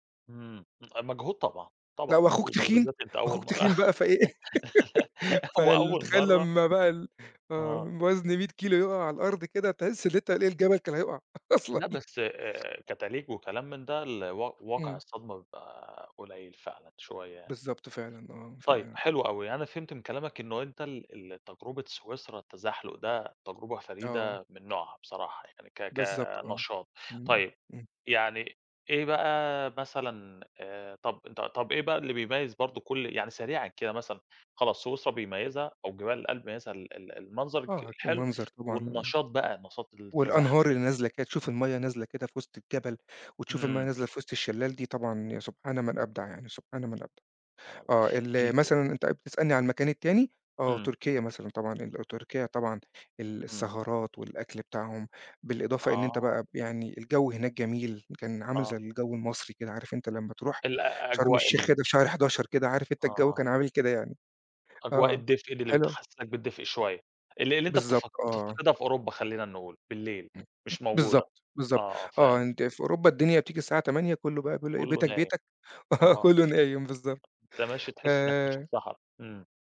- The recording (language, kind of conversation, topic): Arabic, podcast, خبرنا عن أجمل مكان طبيعي زرته وليه عجبك؟
- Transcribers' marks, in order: laugh; laughing while speaking: "أصلًا"; other background noise; unintelligible speech; tapping; laughing while speaking: "آه"